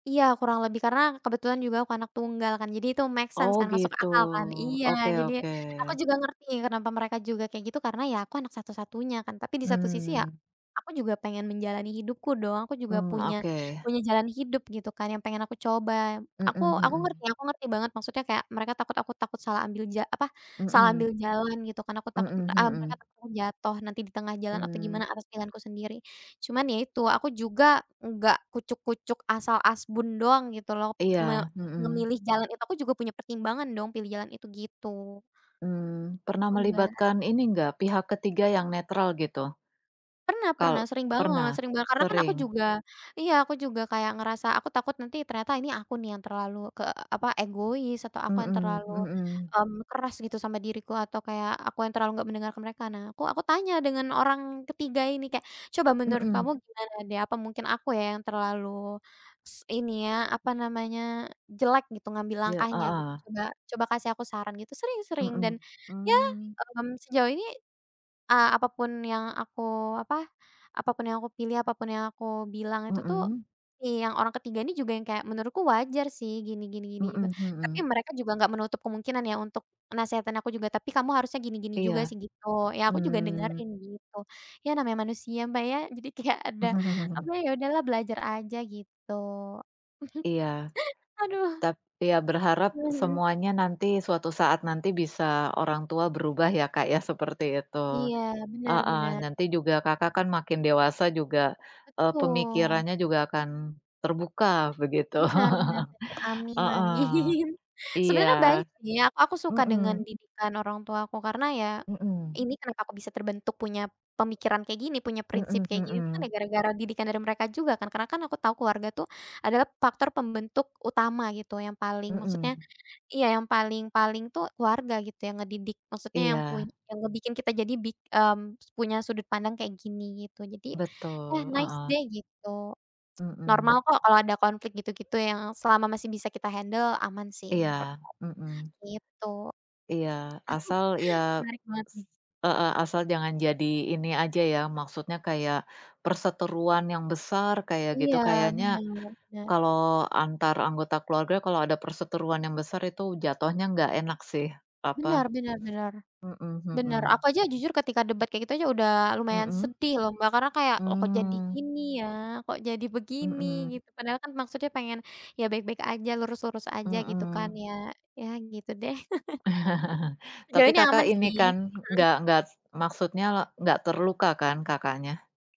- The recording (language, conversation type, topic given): Indonesian, unstructured, Apa yang biasanya membuat konflik kecil menjadi besar?
- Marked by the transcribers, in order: in English: "make sense"; tapping; other background noise; chuckle; laughing while speaking: "kayak ada"; chuckle; laughing while speaking: "amin"; chuckle; in English: "nice"; lip smack; in English: "handle"; chuckle; chuckle